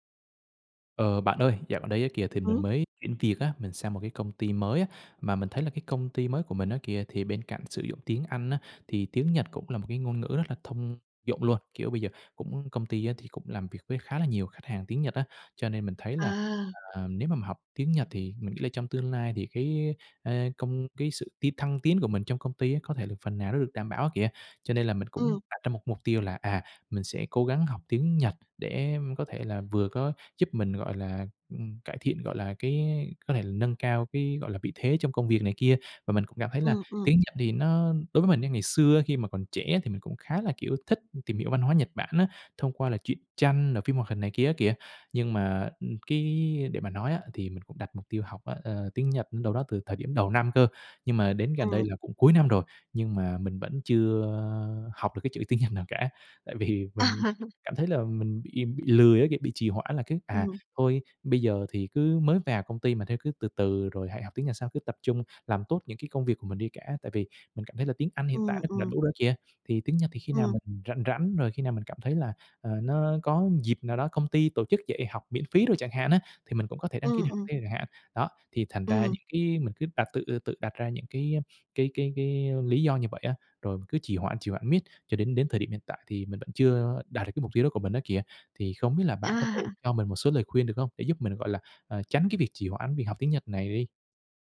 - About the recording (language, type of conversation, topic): Vietnamese, advice, Làm sao để bắt đầu theo đuổi mục tiêu cá nhân khi tôi thường xuyên trì hoãn?
- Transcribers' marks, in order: tapping; laughing while speaking: "tiếng Nhật"; laughing while speaking: "tại vì"; chuckle; chuckle